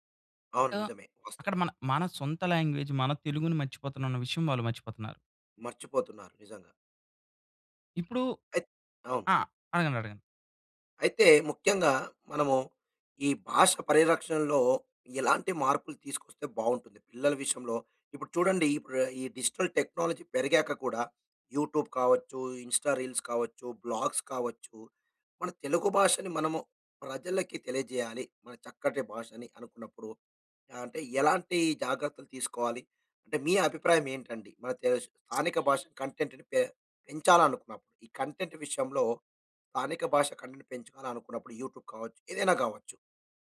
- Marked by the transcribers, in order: other background noise; in English: "లాంగ్వేజ్"; in English: "డిజిటల్ టెక్నాలజీ"; in English: "యూట్యూబ్"; in English: "రీల్స్"; in English: "బ్లాగ్స్"; in English: "కంటెంట్‌ని"; other noise; in English: "కంటెంట్"; in English: "కంటెంట్‌ని"; in English: "యూట్యూబ్"
- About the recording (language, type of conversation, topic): Telugu, podcast, స్థానిక భాషా కంటెంట్ పెరుగుదలపై మీ అభిప్రాయం ఏమిటి?